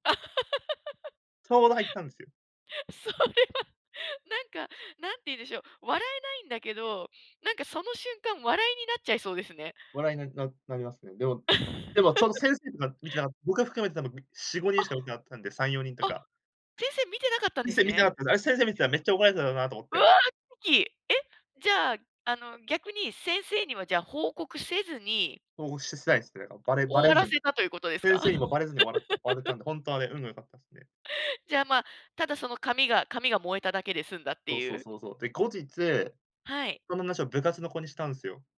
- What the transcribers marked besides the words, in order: laugh; laughing while speaking: "それは"; laugh; laugh; laugh
- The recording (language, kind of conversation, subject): Japanese, podcast, 料理でやらかしてしまった面白い失敗談はありますか？